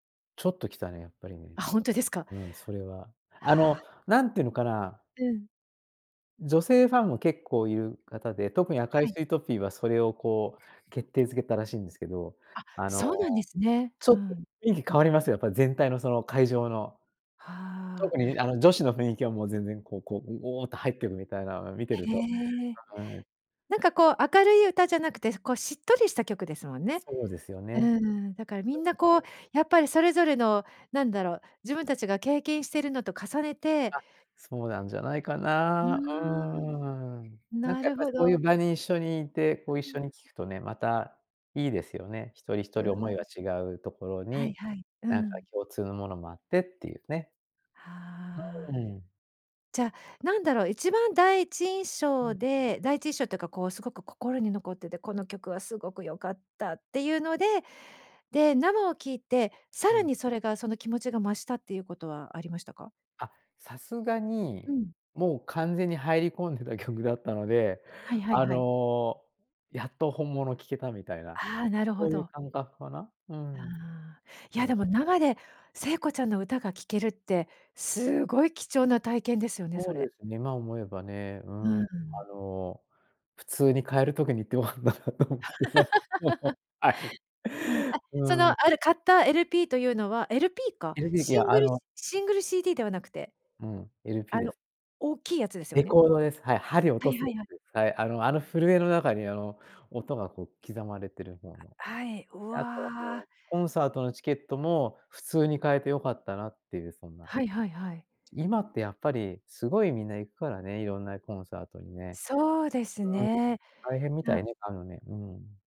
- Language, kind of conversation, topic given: Japanese, podcast, 心に残っている曲を1曲教えてもらえますか？
- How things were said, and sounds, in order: other noise; unintelligible speech; unintelligible speech; chuckle; stressed: "すごい"; other background noise; laughing while speaking: "良かったなと思ってさ、そう そう"; laugh